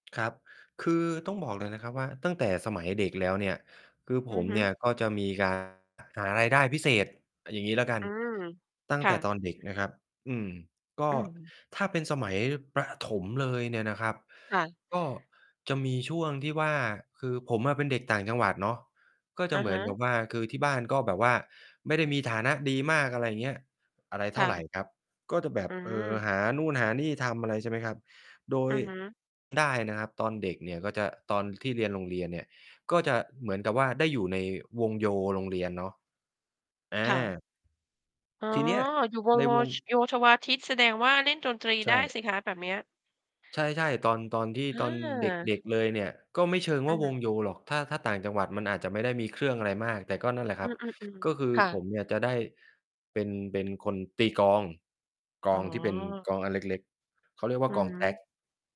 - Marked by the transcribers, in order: distorted speech
- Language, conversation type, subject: Thai, podcast, คุณเคยใช้เวลาว่างทำให้เกิดรายได้บ้างไหม?